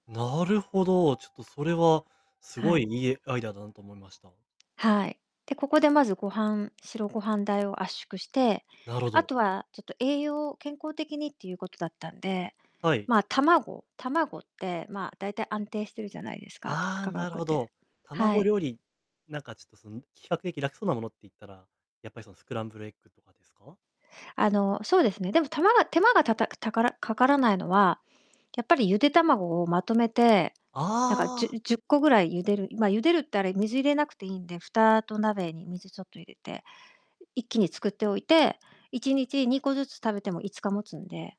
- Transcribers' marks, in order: siren; tapping; distorted speech
- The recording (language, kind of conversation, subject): Japanese, advice, 食費を抑えつつ、健康的に食べるにはどうすればよいですか？